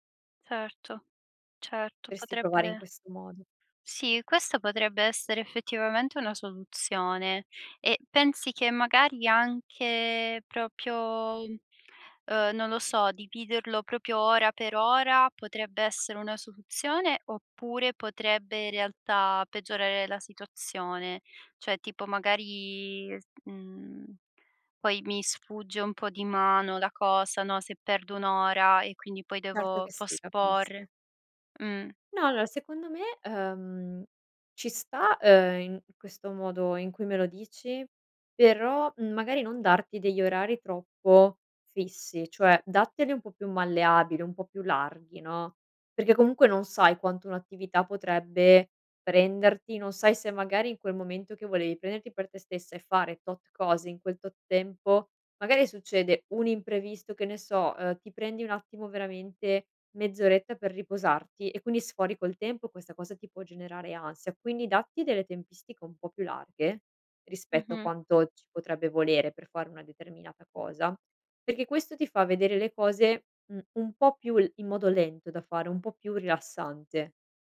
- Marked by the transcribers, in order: "Potresti" said as "presti"
- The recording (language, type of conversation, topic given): Italian, advice, Come descriveresti l’assenza di una routine quotidiana e la sensazione che le giornate ti sfuggano di mano?